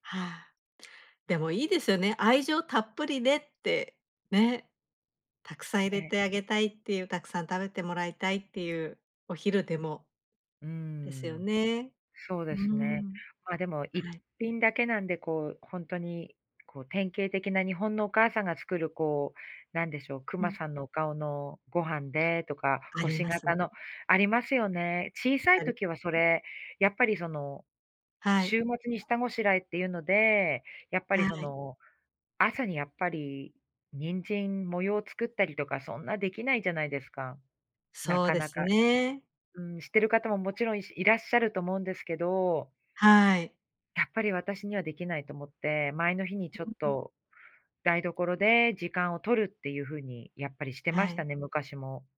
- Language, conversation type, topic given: Japanese, podcast, お弁当作りのコツはありますか？
- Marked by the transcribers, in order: other background noise